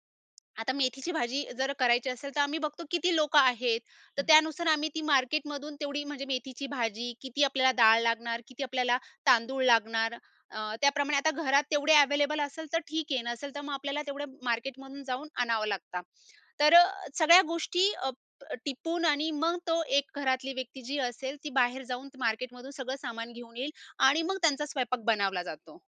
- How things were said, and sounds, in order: none
- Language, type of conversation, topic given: Marathi, podcast, एकाच वेळी अनेक लोकांसाठी स्वयंपाक कसा सांभाळता?